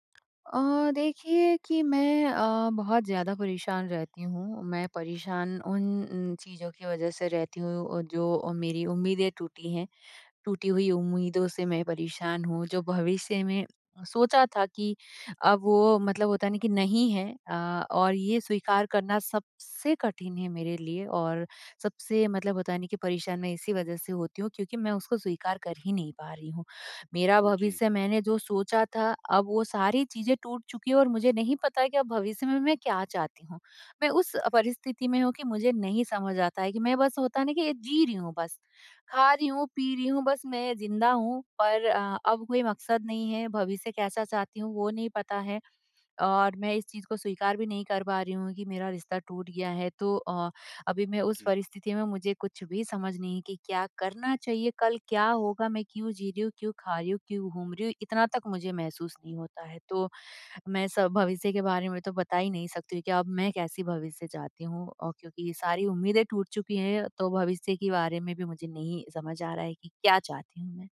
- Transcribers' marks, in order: tapping
- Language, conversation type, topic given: Hindi, advice, ब्रेकअप के बाद मैं खुद का ख्याल रखकर आगे कैसे बढ़ सकता/सकती हूँ?